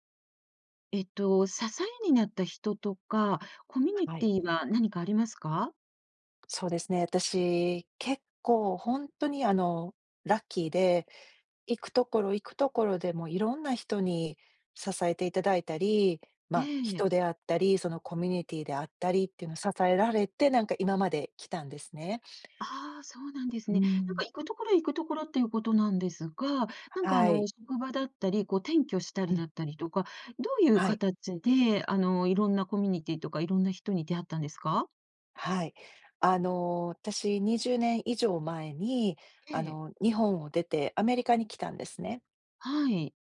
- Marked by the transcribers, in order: tapping; other background noise
- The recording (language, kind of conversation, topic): Japanese, podcast, 支えになった人やコミュニティはありますか？